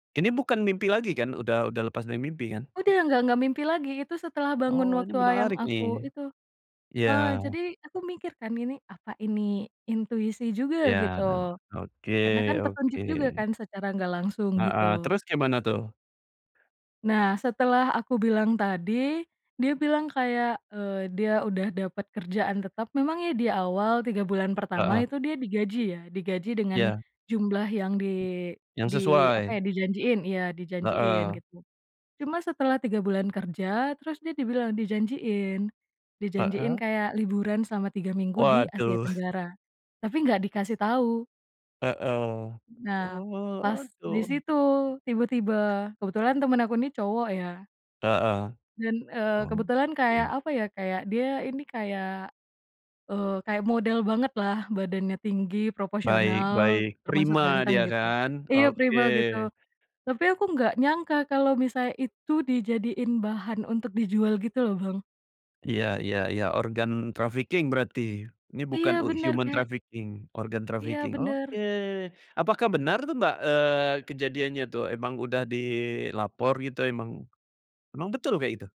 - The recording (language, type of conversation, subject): Indonesian, podcast, Bagaimana pengalamanmu menunjukkan bahwa intuisi bisa dilatih?
- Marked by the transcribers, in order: other background noise; chuckle; in English: "trafficking"; in English: "human trafficking"; in English: "trafficking"